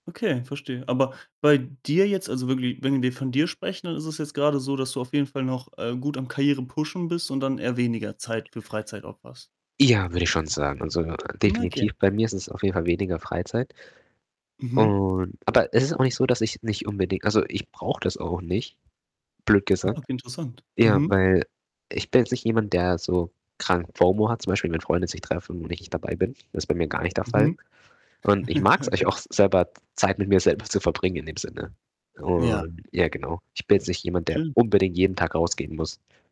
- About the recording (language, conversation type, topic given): German, podcast, Wie findest du heute eine gute Balance zwischen Arbeit und Freizeit?
- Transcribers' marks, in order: other background noise; in English: "pushen"; distorted speech; chuckle; laughing while speaking: "selber"